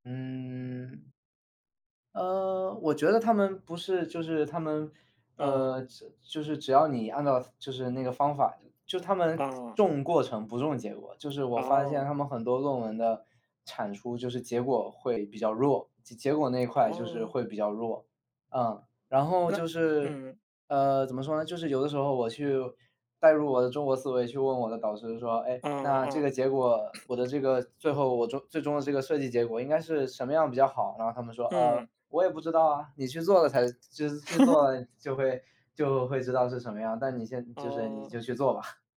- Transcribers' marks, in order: other noise; other background noise; chuckle; chuckle
- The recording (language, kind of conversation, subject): Chinese, unstructured, 你曾经因为某些文化习俗而感到惊讶吗？